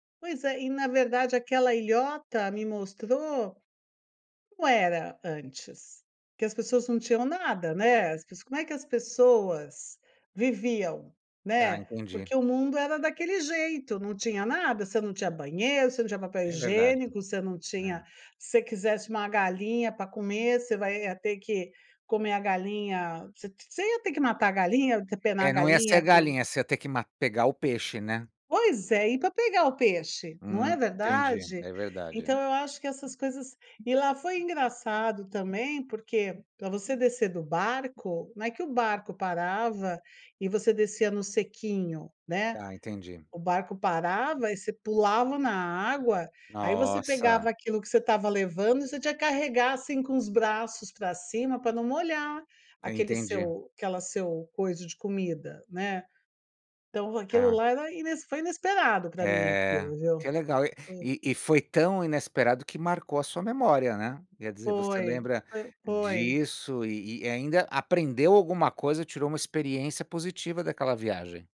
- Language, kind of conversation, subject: Portuguese, unstructured, Qual foi a viagem que mais marcou a sua memória?
- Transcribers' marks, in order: none